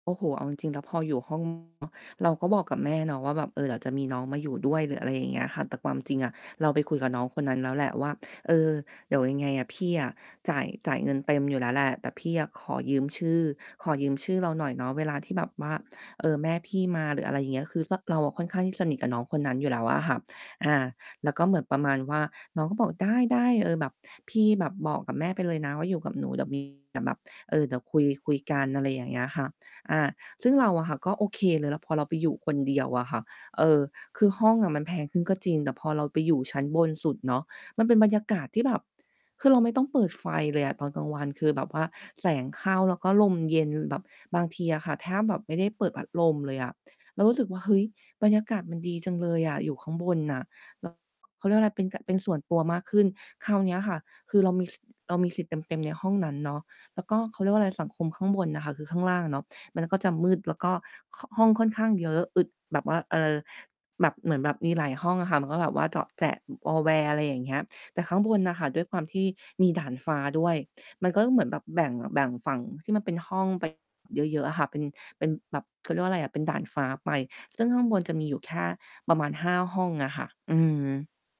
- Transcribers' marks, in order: distorted speech; tapping; other background noise; "ดาดฟ้า" said as "ด่านฟ้า"; "ดาดฟ้า" said as "ด่านฟ้า"
- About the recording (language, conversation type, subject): Thai, podcast, คุณเคยมีประสบการณ์อะไรที่ทำให้รู้สึกว่า “นี่แหละบ้าน” ไหม?